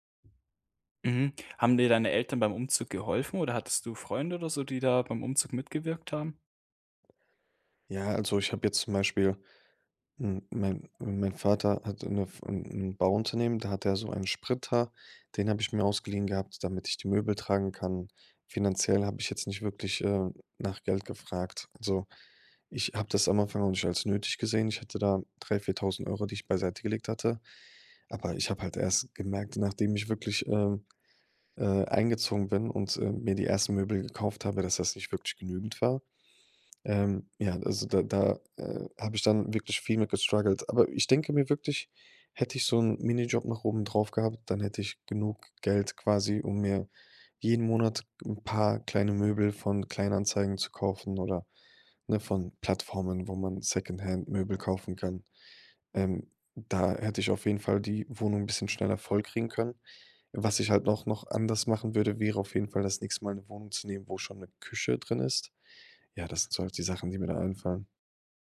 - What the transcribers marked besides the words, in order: other background noise; in English: "gestruggelt"
- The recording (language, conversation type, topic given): German, podcast, Wie war dein erster großer Umzug, als du zum ersten Mal allein umgezogen bist?